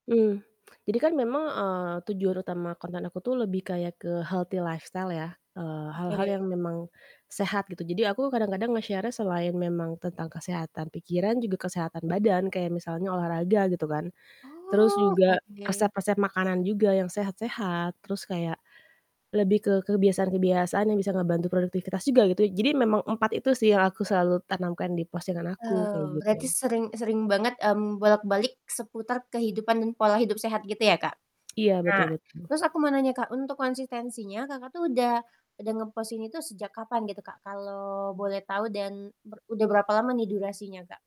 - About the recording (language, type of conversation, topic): Indonesian, podcast, Bagaimana kamu menggunakan media sosial untuk membagikan karya kamu?
- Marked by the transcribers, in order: static; in English: "healthy lifestyle"; in English: "nge-share-nya"; tapping; tsk